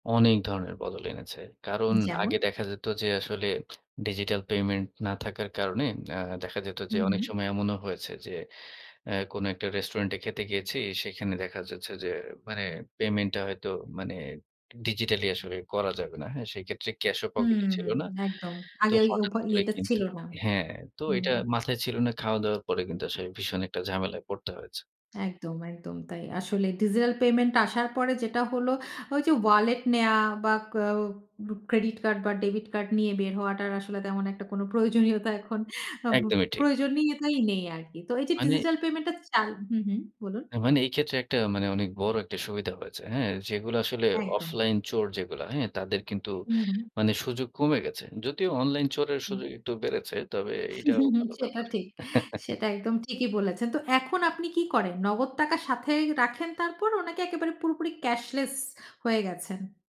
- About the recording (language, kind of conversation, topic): Bengali, podcast, ডিজিটাল পেমেন্ট আপনার দৈনন্দিন রুটিনে কী পরিবর্তন এনেছে?
- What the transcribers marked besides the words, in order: other background noise; in English: "digitally"; "ডিজিটাল" said as "ডিজেয়েল"; "প্রয়োজনীয়তাই" said as "প্রয়োজনীয়েতাই"; chuckle; in English: "cashless"